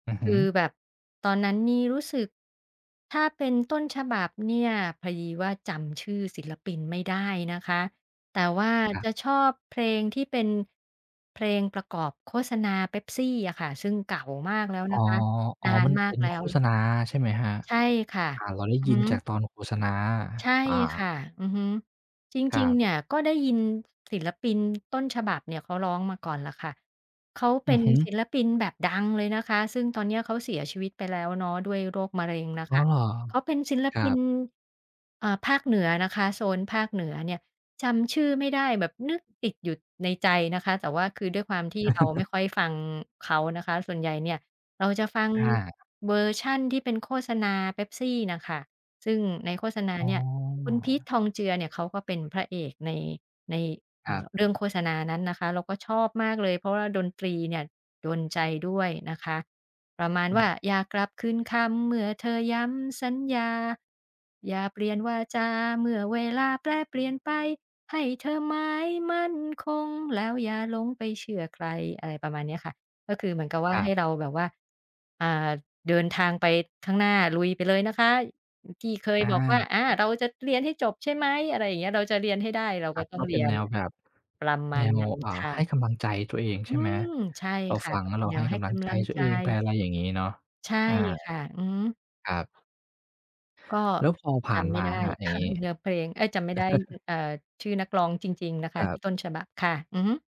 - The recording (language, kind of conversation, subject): Thai, podcast, เพลงไหนที่ฟังแล้วปลอบใจคุณได้เสมอ?
- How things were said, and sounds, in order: chuckle; tapping; singing: "อย่ากลับคืนคำ เมื่อเธอย้ำสัญญา อย่าเปลี่ … แล้วอย่าหลงไปเชื่อใคร"; other background noise; chuckle; chuckle